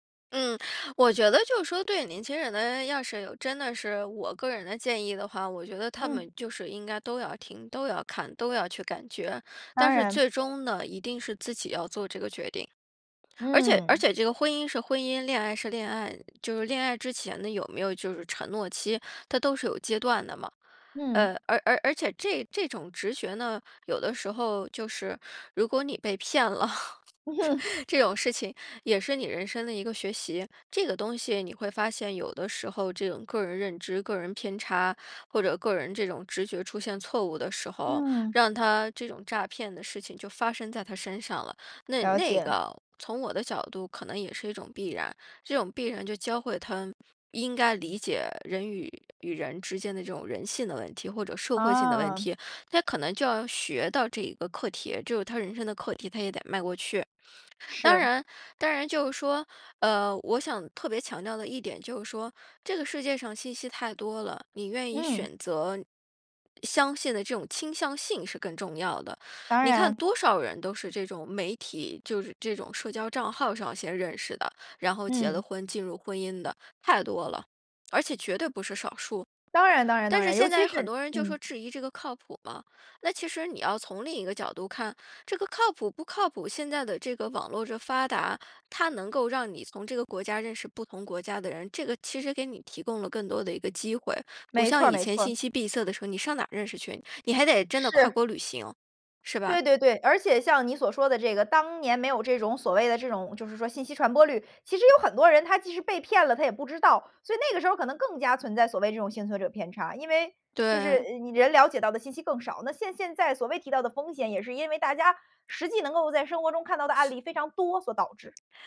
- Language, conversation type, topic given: Chinese, podcast, 做决定时你更相信直觉还是更依赖数据？
- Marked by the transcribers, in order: laughing while speaking: "嗯"; chuckle